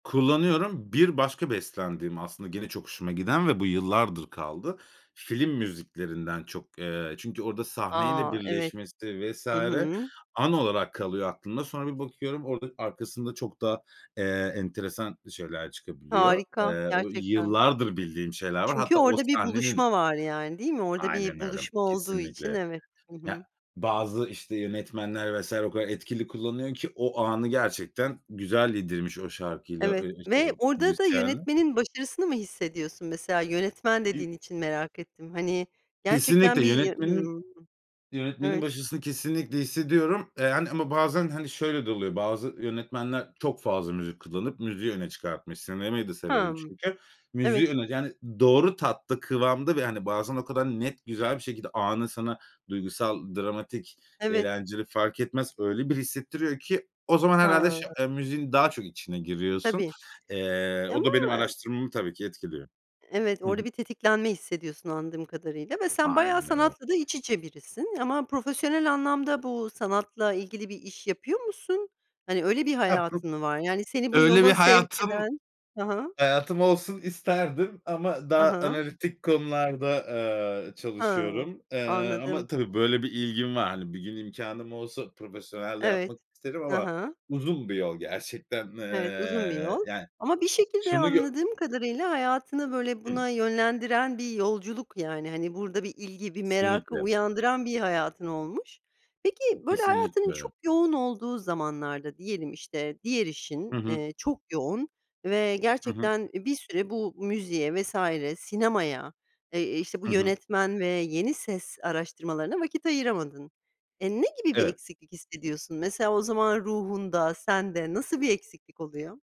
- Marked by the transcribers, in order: unintelligible speech; tapping; other noise
- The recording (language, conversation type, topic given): Turkish, podcast, Yeni müzikleri genelde nasıl keşfedersin?